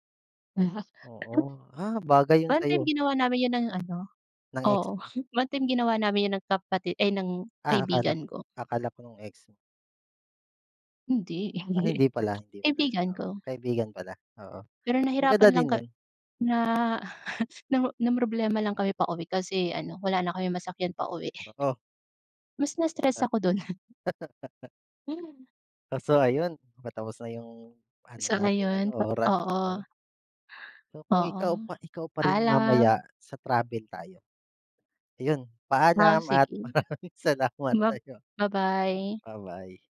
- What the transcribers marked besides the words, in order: laugh; other noise; laugh; other background noise; chuckle; chuckle; laugh
- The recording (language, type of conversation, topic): Filipino, unstructured, Paano mo tinutulungan ang sarili mo na makaahon mula sa masasakit na alaala?
- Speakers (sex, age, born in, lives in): female, 25-29, Philippines, Philippines; male, 30-34, Philippines, Philippines